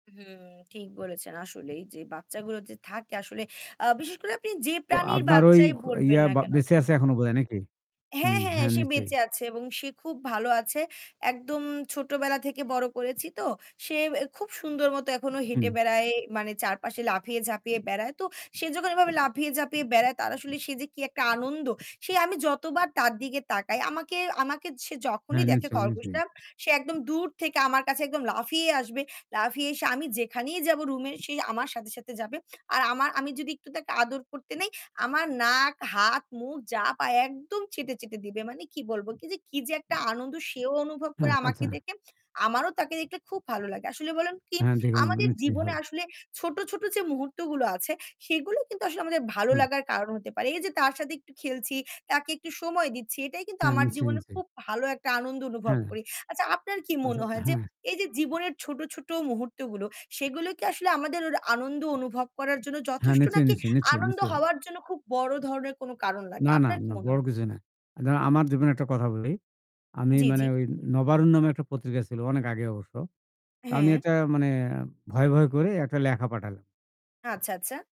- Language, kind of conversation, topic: Bengali, unstructured, আপনি জীবনে কখন সবচেয়ে বেশি আনন্দ অনুভব করেছেন?
- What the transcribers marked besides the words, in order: static; other background noise; unintelligible speech; distorted speech